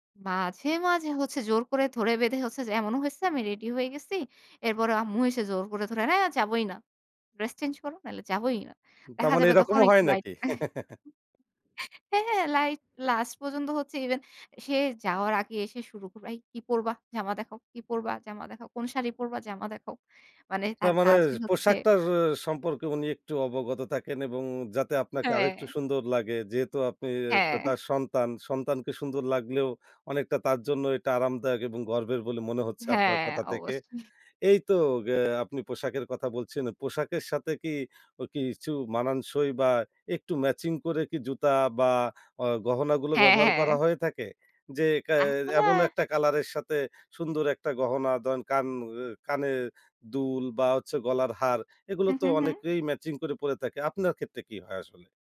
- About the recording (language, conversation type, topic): Bengali, podcast, আপনি কীভাবে আপনার পোশাকের মাধ্যমে নিজের ব্যক্তিত্বকে ফুটিয়ে তোলেন?
- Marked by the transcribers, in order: chuckle; hiccup; laughing while speaking: "হ্যাঁ"; tapping; laughing while speaking: "হ্যাঁ, হ্যাঁ"